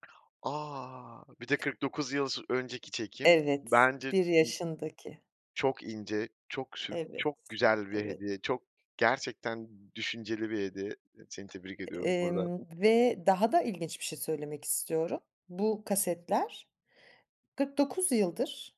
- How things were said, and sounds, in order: other background noise; drawn out: "A!"
- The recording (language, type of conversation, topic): Turkish, podcast, Aile büyüklerinin anılarını paylaşmak neden önemlidir ve sen bunu nasıl yapıyorsun?